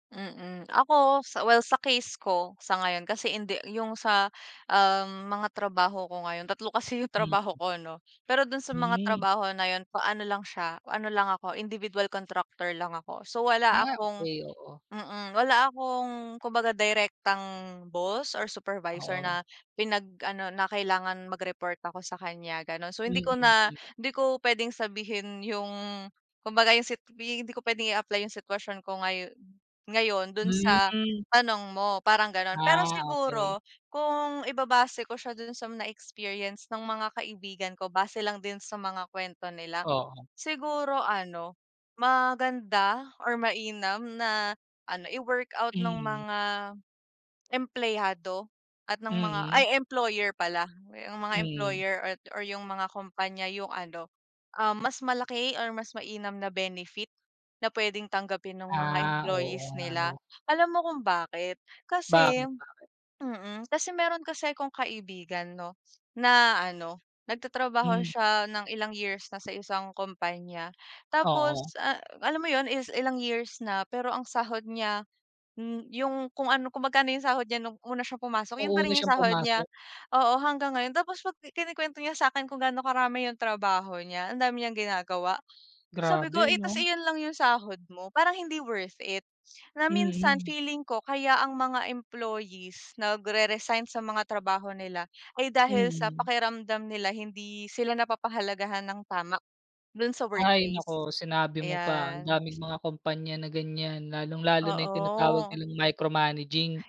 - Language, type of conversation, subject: Filipino, unstructured, Paano mo hinaharap ang pagkapuwersa at pag-aalala sa trabaho?
- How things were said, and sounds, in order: other background noise; in English: "micromanaging"